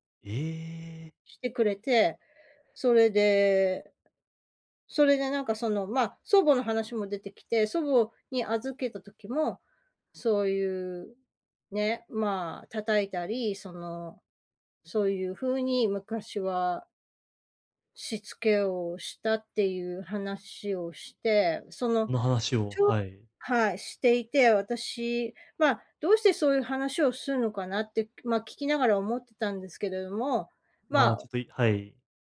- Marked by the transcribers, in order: tapping
- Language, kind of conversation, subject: Japanese, advice, 建設的でない批判から自尊心を健全かつ効果的に守るにはどうすればよいですか？